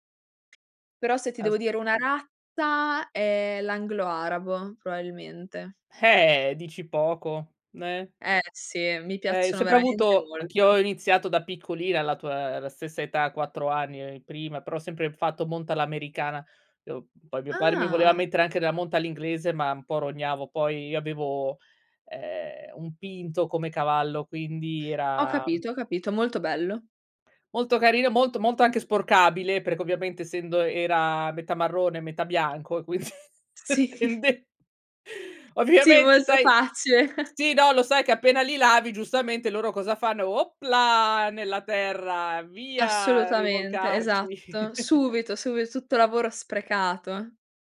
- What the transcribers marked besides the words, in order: tapping; laughing while speaking: "Sì"; laughing while speaking: "quin tende"; chuckle; chuckle
- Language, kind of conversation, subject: Italian, podcast, Come trovi l’equilibrio tra lavoro e hobby creativi?
- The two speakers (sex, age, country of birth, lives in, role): female, 20-24, Italy, Italy, guest; female, 35-39, Italy, Belgium, host